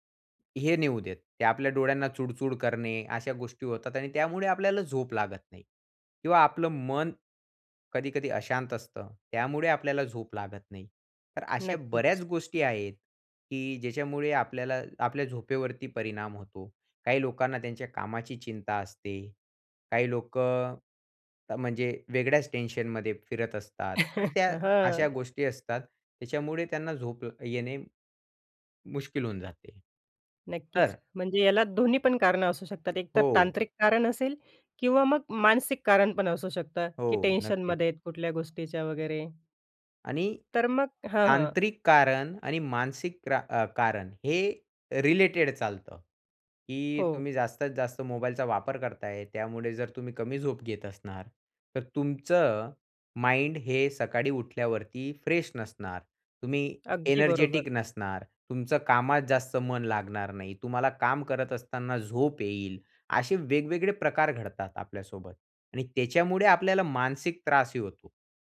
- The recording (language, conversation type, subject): Marathi, podcast, उत्तम झोपेसाठी घरात कोणते छोटे बदल करायला हवेत?
- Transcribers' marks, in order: other noise; chuckle; tapping; in English: "माइंड"; in English: "फ्रेश"; in English: "एनर्जेटिक"